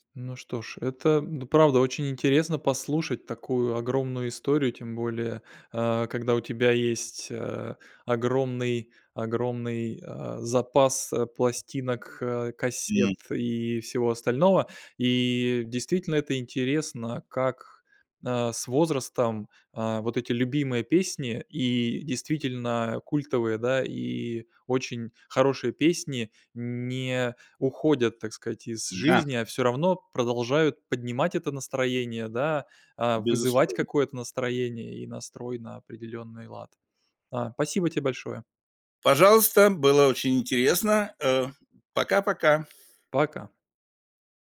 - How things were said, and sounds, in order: tapping
- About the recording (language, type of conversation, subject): Russian, podcast, Какая песня мгновенно поднимает тебе настроение?